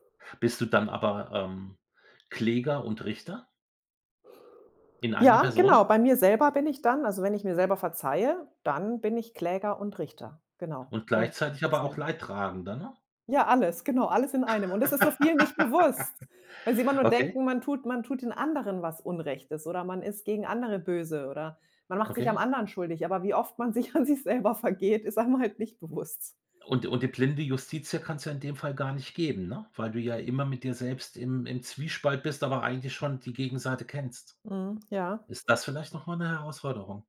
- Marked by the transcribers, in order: laugh; other background noise; laughing while speaking: "bewusst"
- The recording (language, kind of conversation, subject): German, podcast, Was hilft dir dabei, dir selbst zu verzeihen?